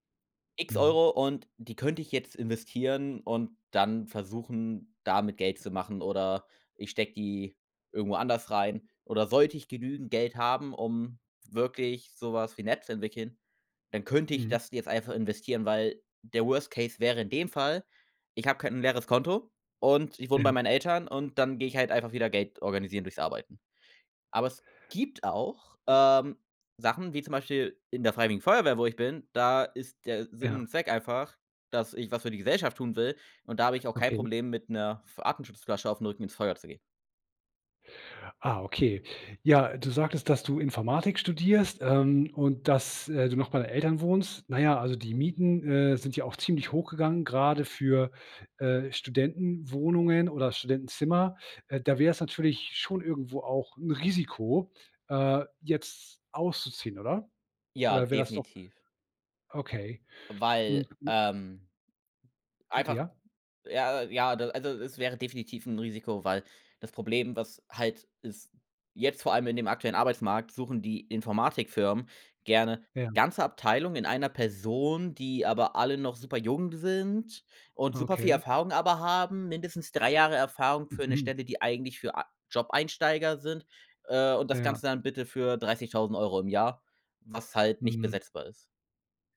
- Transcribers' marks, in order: none
- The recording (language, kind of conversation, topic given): German, podcast, Wann gehst du lieber ein Risiko ein, als auf Sicherheit zu setzen?